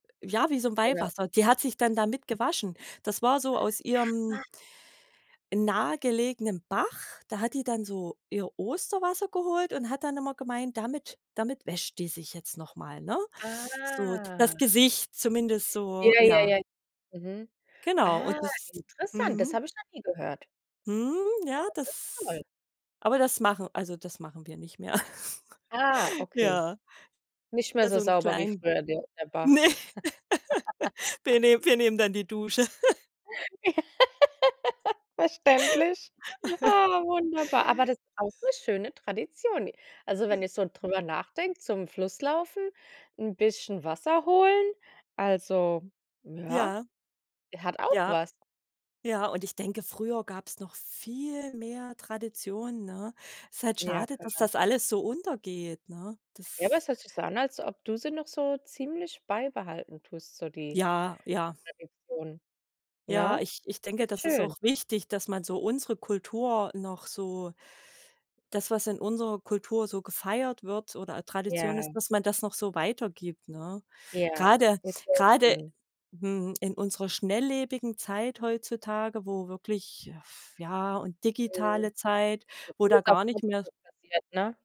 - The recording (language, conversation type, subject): German, podcast, Wie werden Feiertage und Traditionen in Familien weitergegeben?
- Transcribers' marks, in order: unintelligible speech; drawn out: "Ah"; giggle; laughing while speaking: "ne"; laugh; other background noise; stressed: "viel"; unintelligible speech